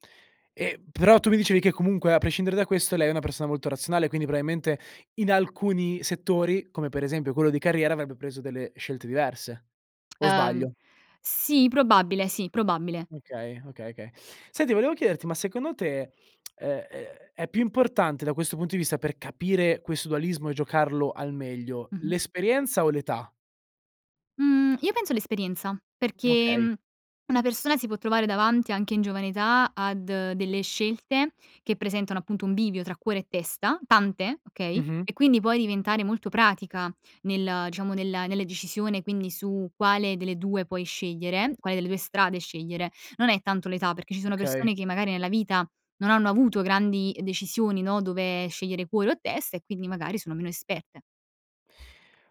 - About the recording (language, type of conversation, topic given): Italian, podcast, Quando è giusto seguire il cuore e quando la testa?
- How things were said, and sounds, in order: tsk; "diciamo" said as "ciamo"; tapping